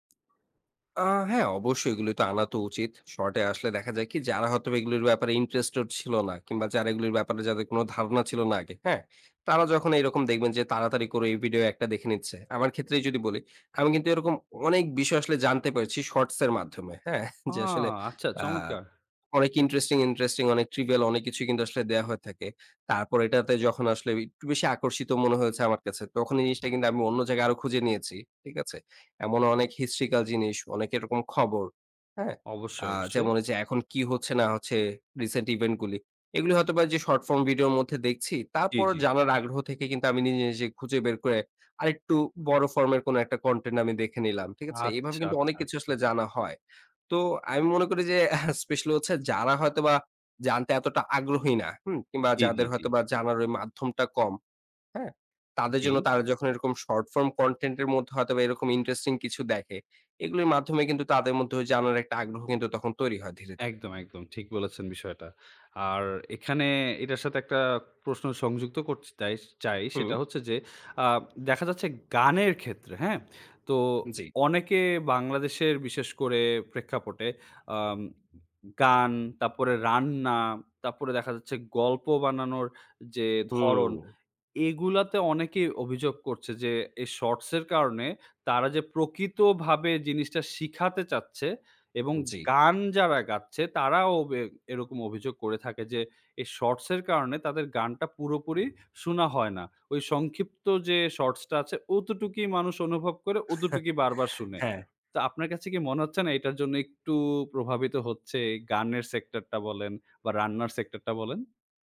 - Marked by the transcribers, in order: scoff; in English: "trivial"; in English: "historical"; chuckle; in English: "short form content"; "করতে" said as "করচে"; "তারপরে" said as "তাপ্পরে"; "তারপরে" said as "তাপ্পরে"; "অতটুকই" said as "অতটুকুই"; "অতটুকই" said as "অতটুকুই"; chuckle
- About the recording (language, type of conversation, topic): Bengali, podcast, ক্ষুদ্রমেয়াদি ভিডিও আমাদের দেখার পছন্দকে কীভাবে বদলে দিয়েছে?